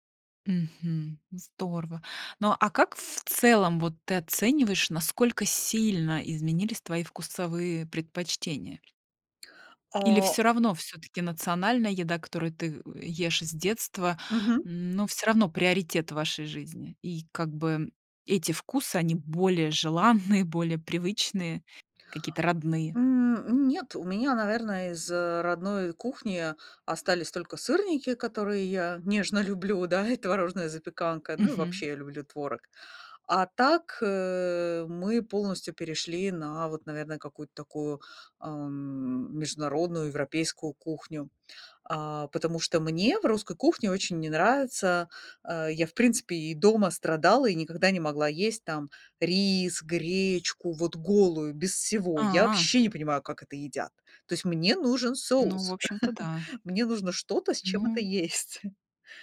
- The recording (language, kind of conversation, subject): Russian, podcast, Как миграция повлияла на еду и кулинарные привычки в вашей семье?
- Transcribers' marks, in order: laughing while speaking: "желанные"; laugh; other background noise; laughing while speaking: "есть"